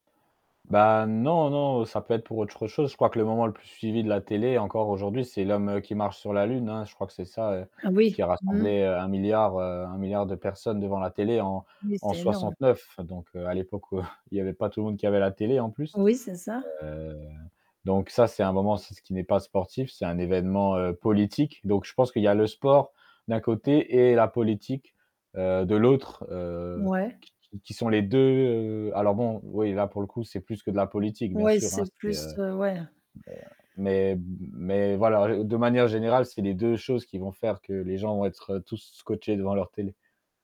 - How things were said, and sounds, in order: distorted speech; laughing while speaking: "où"; static
- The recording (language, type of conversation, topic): French, podcast, Peux-tu raconter un moment de télévision où tout le monde était scotché ?